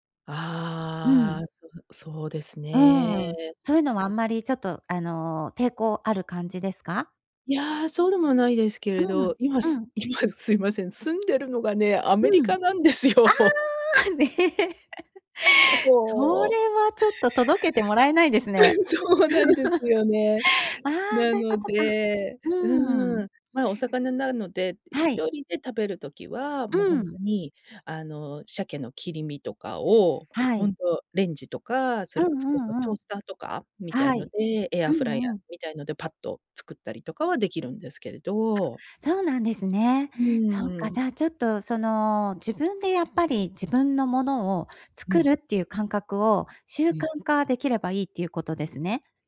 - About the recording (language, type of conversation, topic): Japanese, advice, 毎日の健康的な食事を習慣にするにはどうすればよいですか？
- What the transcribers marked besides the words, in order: other noise; laughing while speaking: "アメリカなんですよ"; joyful: "ああ"; laugh; laughing while speaking: "うん、そうなんですよね"; unintelligible speech; laugh